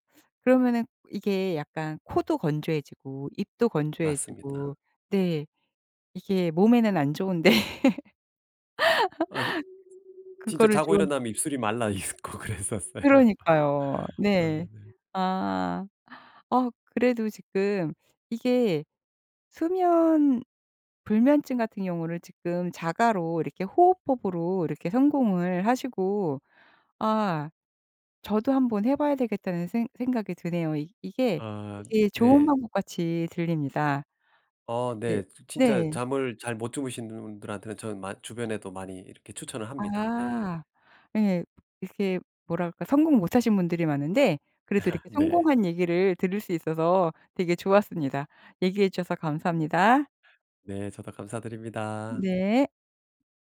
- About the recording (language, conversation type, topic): Korean, podcast, 수면 리듬을 회복하려면 어떻게 해야 하나요?
- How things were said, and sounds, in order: tapping; laughing while speaking: "좋은데"; other background noise; laugh; laughing while speaking: "있고 그랬었어요"; laugh; laugh